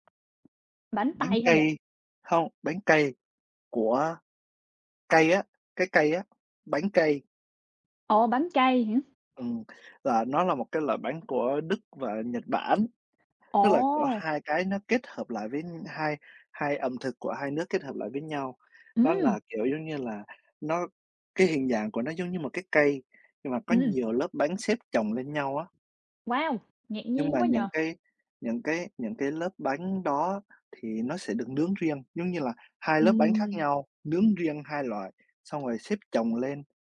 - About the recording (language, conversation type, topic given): Vietnamese, unstructured, Món tráng miệng nào bạn không thể cưỡng lại được?
- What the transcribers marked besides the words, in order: tapping; other background noise